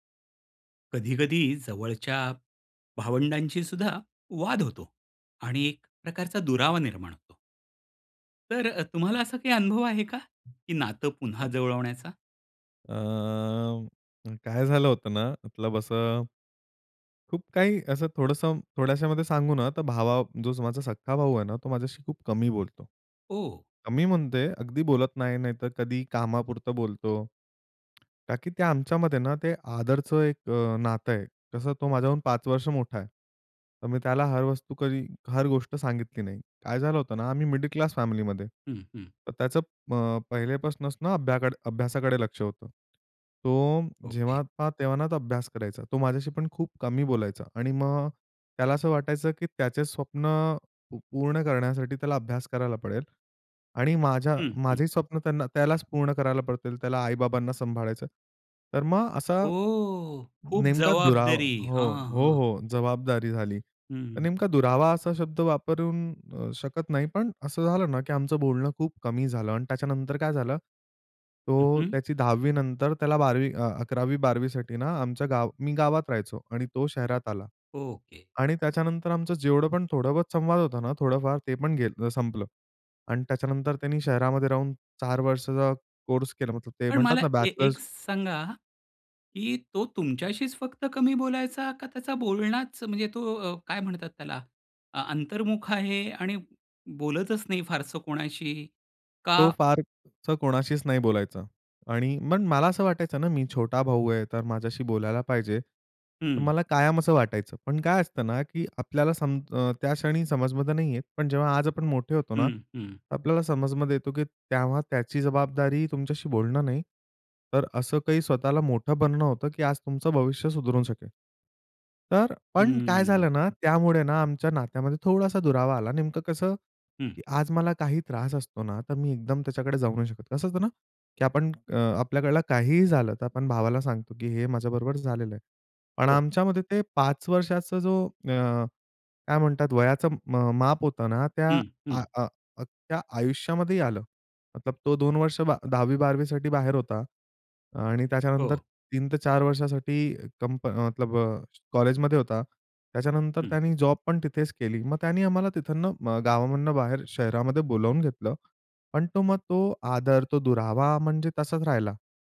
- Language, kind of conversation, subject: Marathi, podcast, भावंडांशी दूरावा झाला असेल, तर पुन्हा नातं कसं जुळवता?
- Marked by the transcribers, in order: "म्हणजे" said as "म्हणते"; other background noise; in English: "मिडल क्लास"; tapping; swallow; surprised: "ओ!"